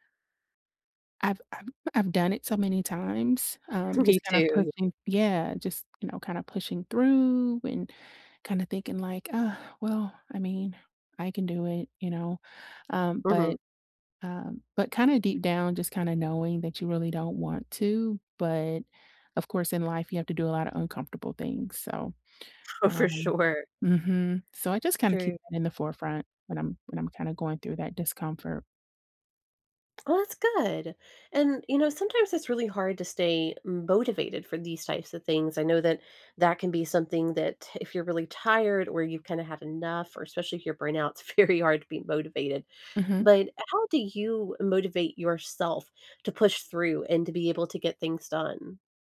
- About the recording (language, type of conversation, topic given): English, unstructured, How can one tell when to push through discomfort or slow down?
- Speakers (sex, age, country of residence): female, 30-34, United States; female, 35-39, United States
- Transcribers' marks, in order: tapping; chuckle; other background noise; laughing while speaking: "sure"; laughing while speaking: "very"